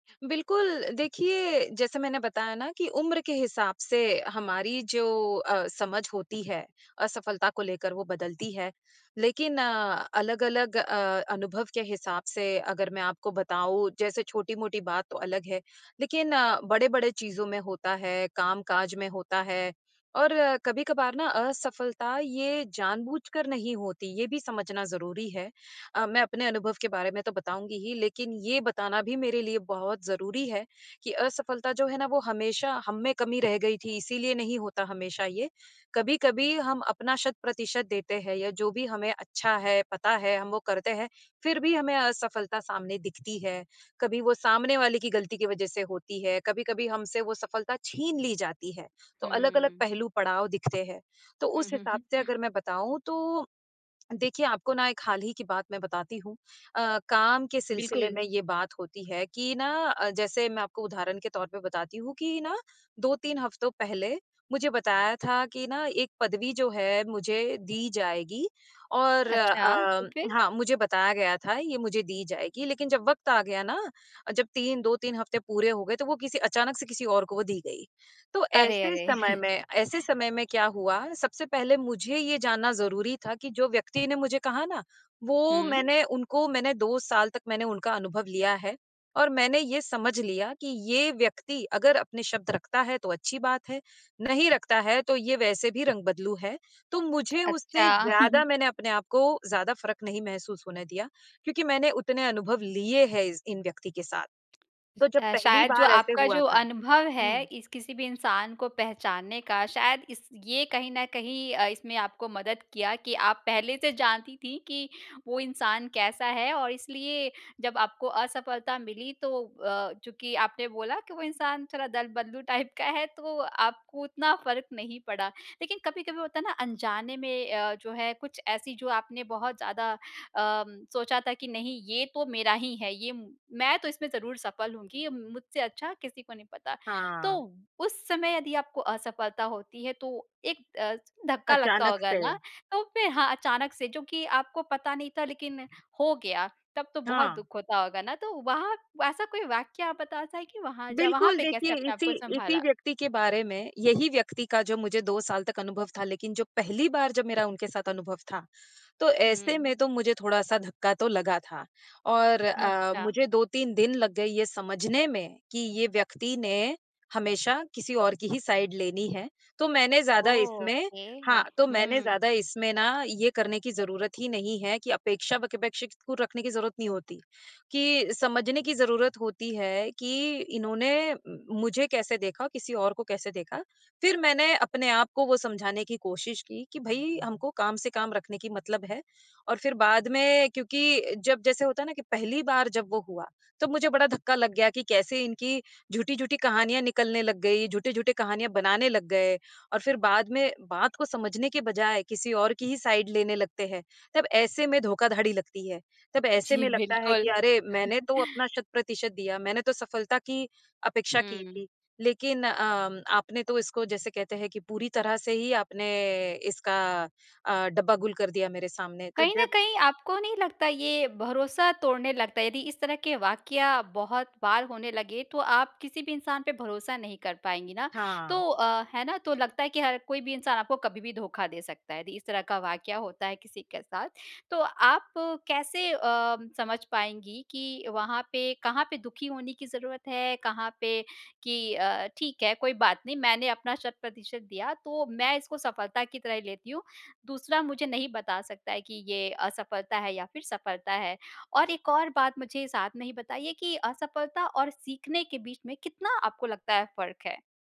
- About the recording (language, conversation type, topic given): Hindi, podcast, आप असफलता को कैसे स्वीकार करते हैं और उससे क्या सीखते हैं?
- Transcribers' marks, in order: chuckle; chuckle; in English: "टाइप"; in English: "साइड"; in English: "ओके"; in English: "साइड"; chuckle